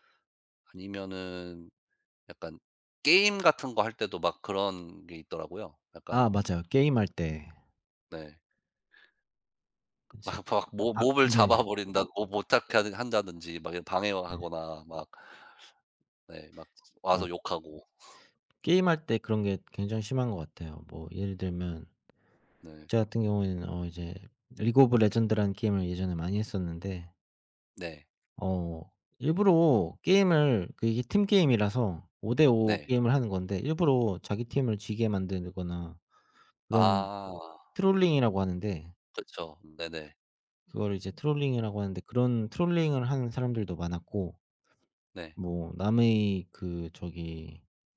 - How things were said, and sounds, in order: other background noise; laughing while speaking: "마 막 모 몹을 잡아 버린다고"; laugh; tapping; in English: "트롤링이라고"; in English: "트롤링이라고"; in English: "트롤링을"
- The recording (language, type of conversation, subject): Korean, unstructured, 사이버 괴롭힘에 어떻게 대처하는 것이 좋을까요?